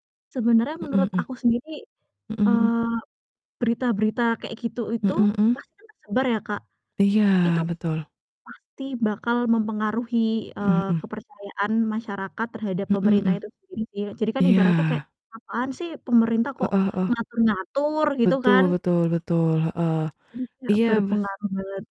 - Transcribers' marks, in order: distorted speech
- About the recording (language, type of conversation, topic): Indonesian, unstructured, Mengapa banyak orang kehilangan kepercayaan terhadap pemerintah?